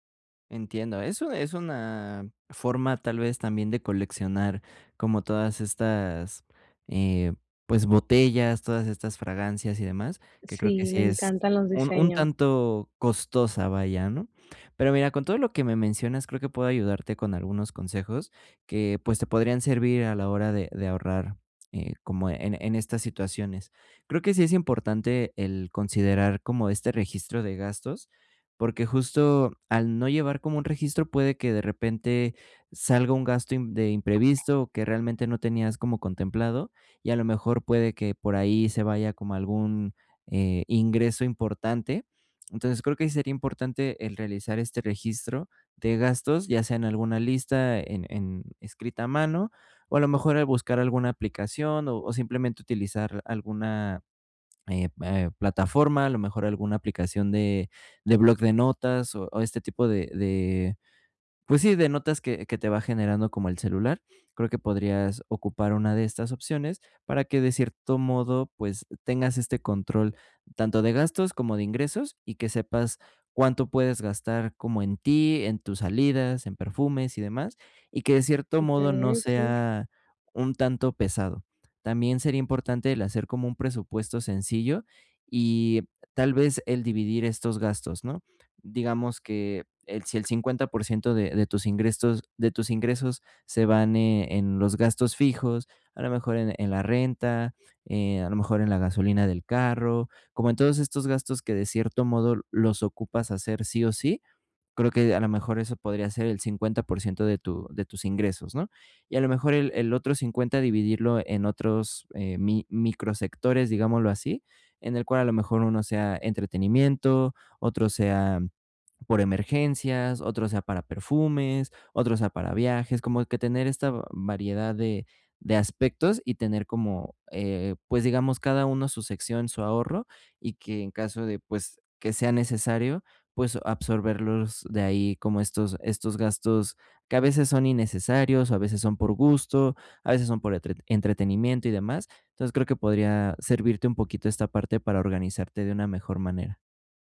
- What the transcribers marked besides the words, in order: other background noise
- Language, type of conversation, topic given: Spanish, advice, ¿Cómo puedo equilibrar mis gastos y mi ahorro cada mes?